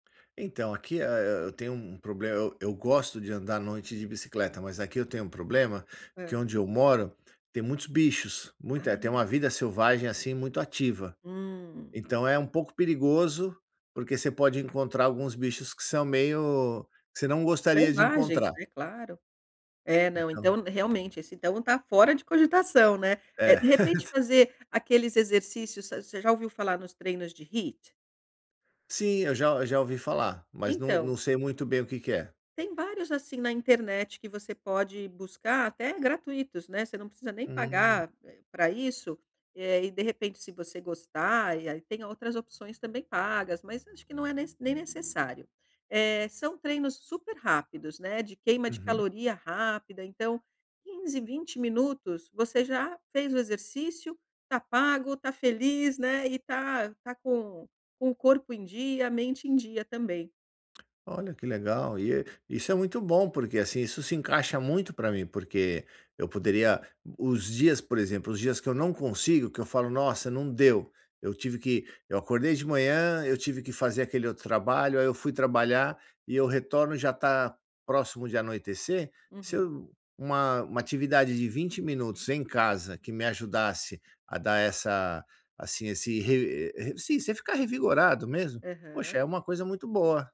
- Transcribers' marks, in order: tapping; other background noise; laugh
- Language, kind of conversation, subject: Portuguese, advice, Como posso começar e manter uma rotina de exercícios sem ansiedade?